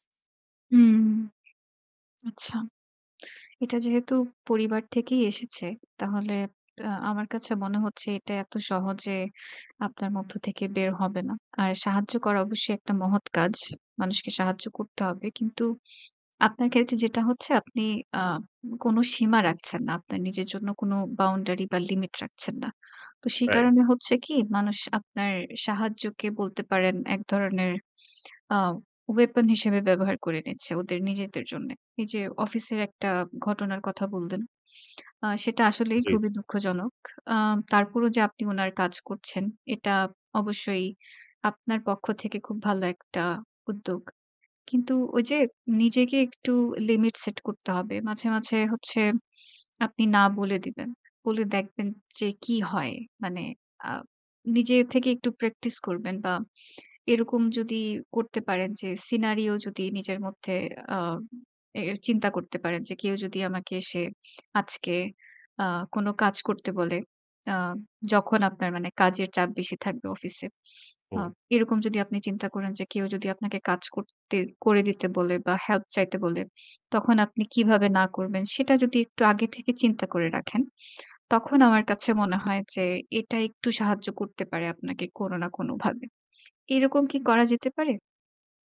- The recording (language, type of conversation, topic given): Bengali, advice, না বলতে না পারার কারণে অতিরিক্ত কাজ নিয়ে আপনার ওপর কি অতিরিক্ত চাপ পড়ছে?
- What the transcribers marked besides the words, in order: in English: "weapon"